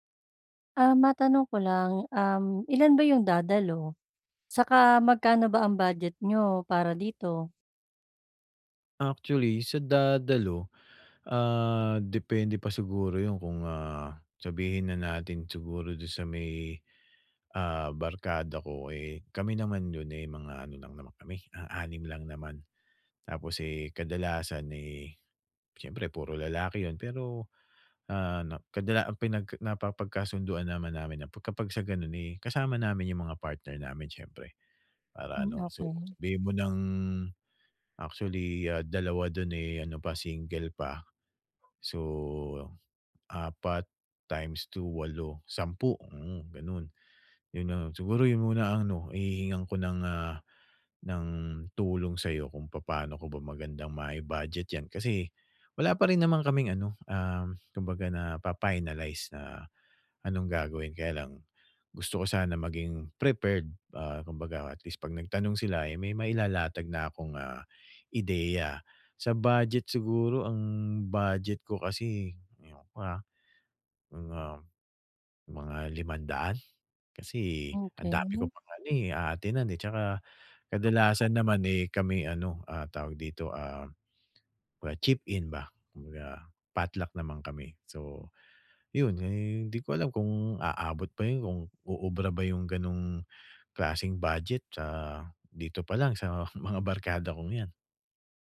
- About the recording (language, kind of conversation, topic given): Filipino, advice, Paano tayo makakapagkasaya nang hindi gumagastos nang malaki kahit limitado ang badyet?
- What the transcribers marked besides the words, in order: tapping; other background noise